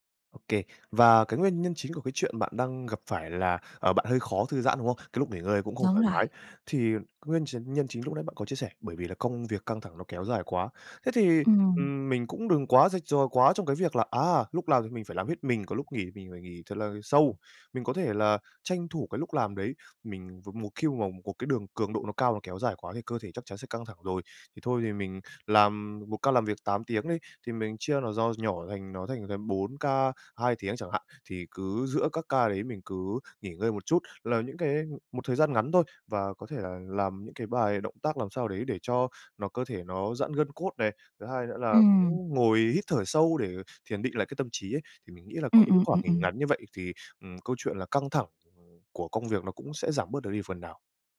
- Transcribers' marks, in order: tapping
- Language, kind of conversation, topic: Vietnamese, advice, Vì sao căng thẳng công việc kéo dài khiến bạn khó thư giãn?